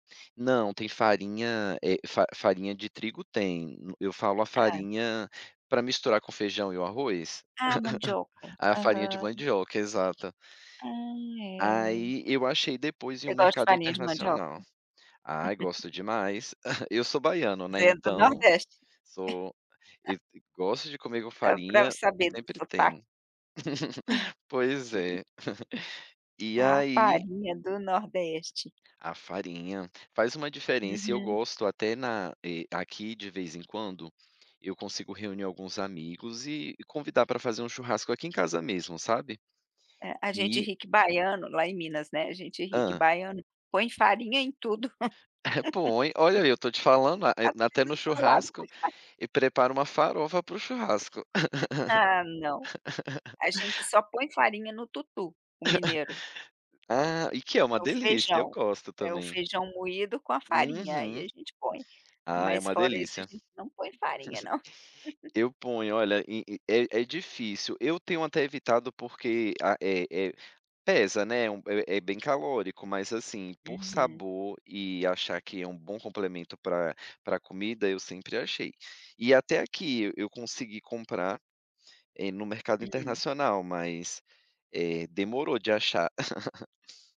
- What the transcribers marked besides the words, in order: chuckle; giggle; chuckle; laugh; laugh; chuckle; chuckle; laugh; laughing while speaking: "Até em salada põe fa"; chuckle; laugh; chuckle; chuckle; chuckle; laugh
- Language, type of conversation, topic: Portuguese, podcast, Qual comida de rua mais representa a sua cidade?
- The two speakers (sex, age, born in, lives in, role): female, 55-59, Brazil, United States, host; male, 35-39, Brazil, Netherlands, guest